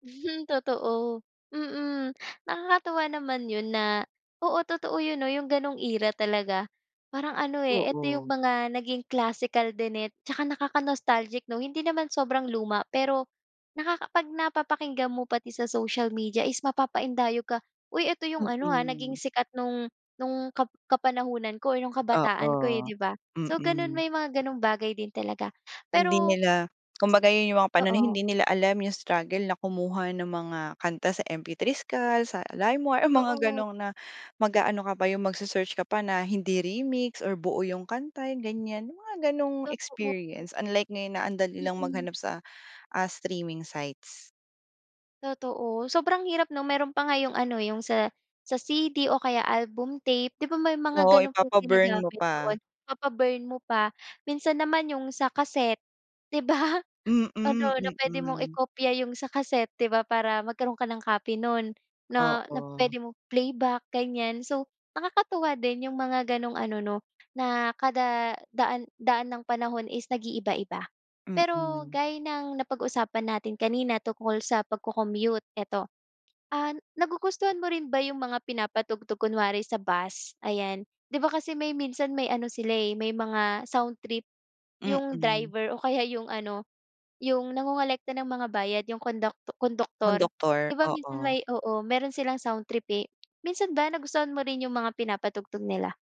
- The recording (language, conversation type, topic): Filipino, podcast, Paano ninyo ginagamit ang talaan ng mga tugtugin para sa road trip o biyahe?
- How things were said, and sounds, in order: laughing while speaking: "Hmm"; laughing while speaking: "di ba?"